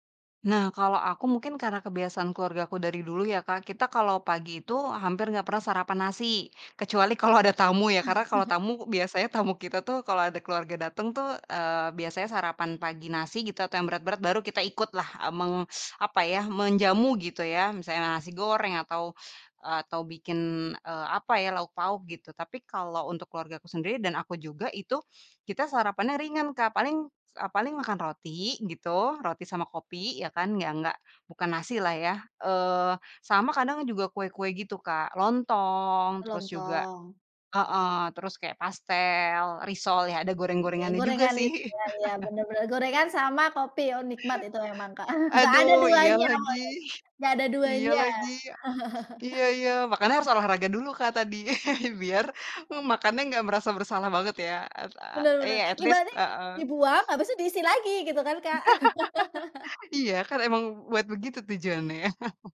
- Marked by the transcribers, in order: other background noise; chuckle; laughing while speaking: "tamu"; teeth sucking; chuckle; chuckle; chuckle; in English: "at least"; laugh; chuckle; chuckle
- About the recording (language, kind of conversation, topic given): Indonesian, podcast, Apa rutinitas pagi sederhana untuk memulai hari dengan lebih tenang?